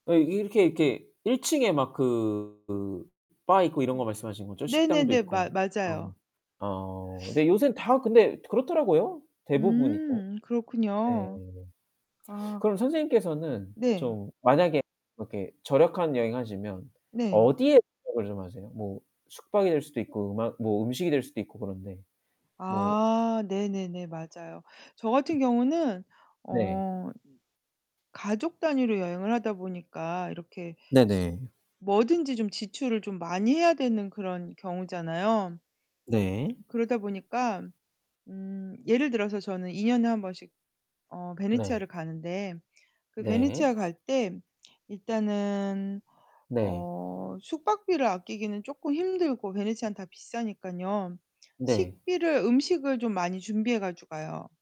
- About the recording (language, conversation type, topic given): Korean, unstructured, 여행 중 돈을 아끼려고 지나치게 절약하는 것이 문제일까요?
- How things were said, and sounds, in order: distorted speech; tapping; unintelligible speech